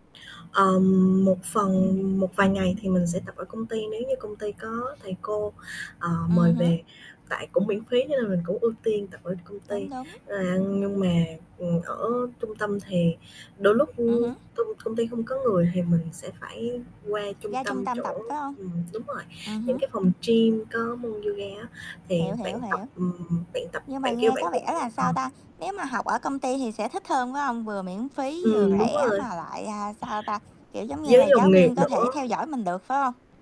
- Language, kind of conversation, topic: Vietnamese, unstructured, Bạn thích môn thể thao nào nhất và vì sao?
- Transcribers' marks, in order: static; distorted speech; tapping; other background noise; mechanical hum